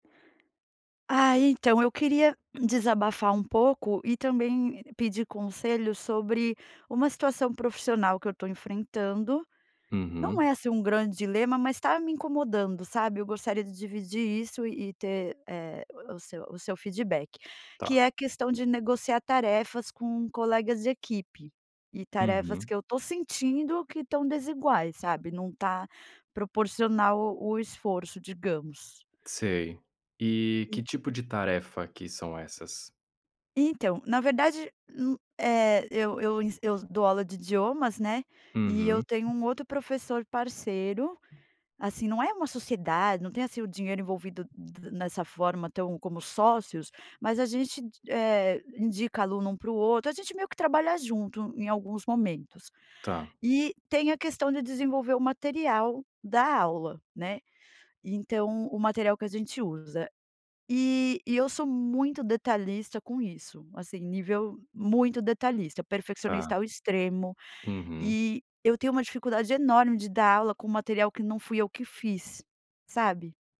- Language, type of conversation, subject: Portuguese, advice, Como posso negociar uma divisão mais justa de tarefas com um colega de equipe?
- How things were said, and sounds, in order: tapping